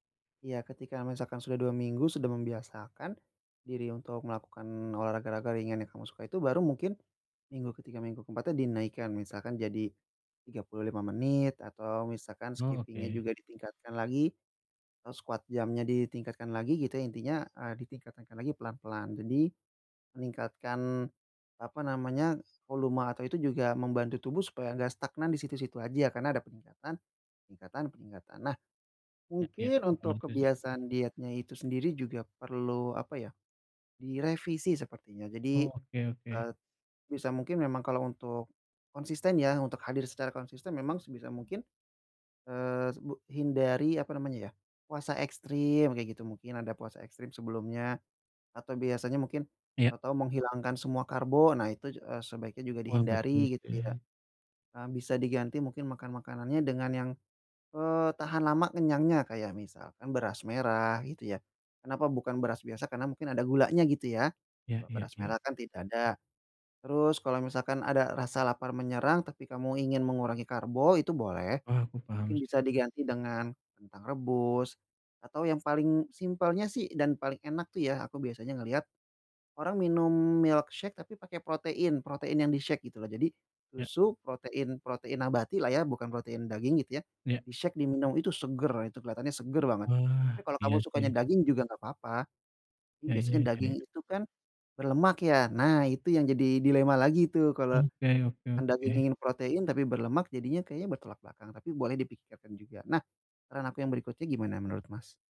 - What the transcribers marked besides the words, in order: other background noise; in English: "skipping-nya"; in English: "squat jump-nya"; in English: "milkshake"; in English: "di-shake"; in English: "di-shake"
- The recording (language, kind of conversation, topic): Indonesian, advice, Bagaimana cara memulai kebiasaan baru dengan langkah kecil?